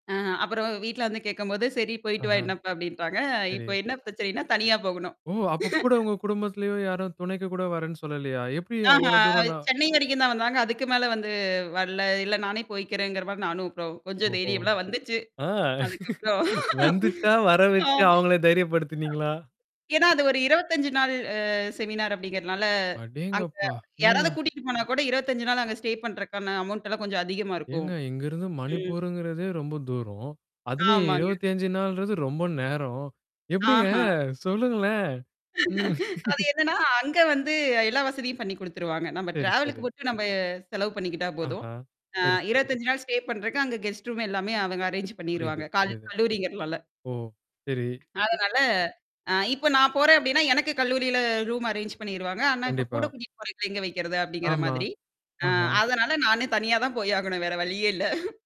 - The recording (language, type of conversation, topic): Tamil, podcast, மொழி தெரியாமல் நீங்கள் தொலைந்த அனுபவம் உங்களுக்கு இருக்கிறதா?
- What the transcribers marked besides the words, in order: static; laugh; mechanical hum; laughing while speaking: "வந்துச்சா? வர வச்சு அவங்கள தைரியப்படுத்தினீங்களா?"; laugh; other noise; tapping; in English: "செமினார்"; distorted speech; in English: "ஸ்டே"; in English: "அமௌண்ட்டெல்லாம்"; laughing while speaking: "சொல்லுங்களேன். உம்"; laugh; in English: "டிராவலுக்கு"; in English: "ஸ்டே"; in English: "கெஸ்ட் ரூம்"; in English: "அரேன்ஜ்"; in English: "ரூம் அரேன்ஜ்"; chuckle